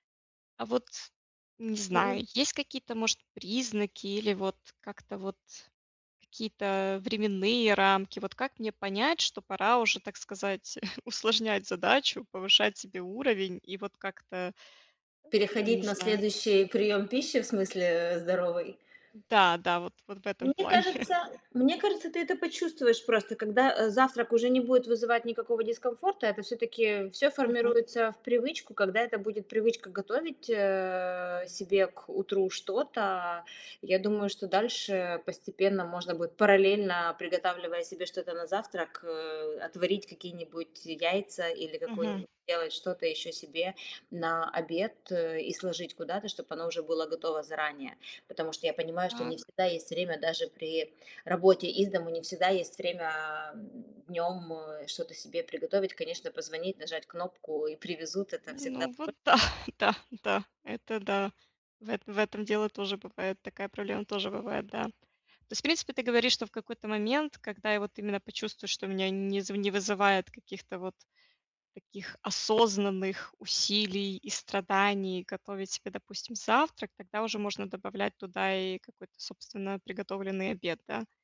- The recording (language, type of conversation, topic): Russian, advice, Как сформировать устойчивые пищевые привычки и сократить потребление обработанных продуктов?
- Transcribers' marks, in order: tapping; chuckle; other background noise; chuckle; chuckle